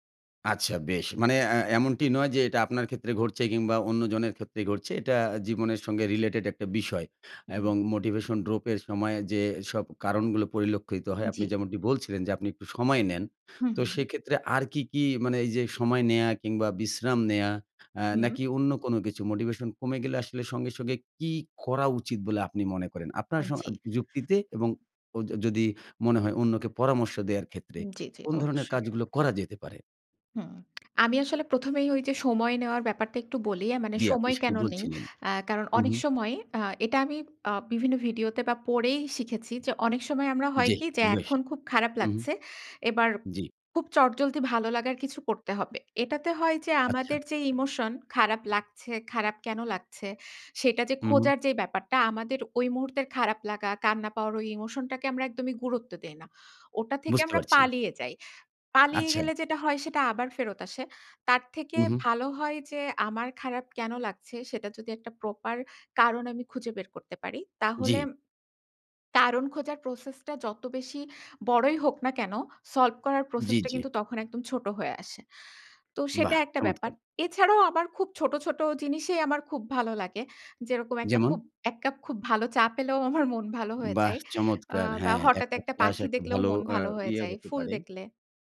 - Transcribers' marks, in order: in English: "Motivation"; tapping; in English: "proper"; laughing while speaking: "আমার"
- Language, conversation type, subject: Bengali, podcast, মোটিভেশন কমে গেলে আপনি কীভাবে নিজেকে আবার উদ্দীপ্ত করেন?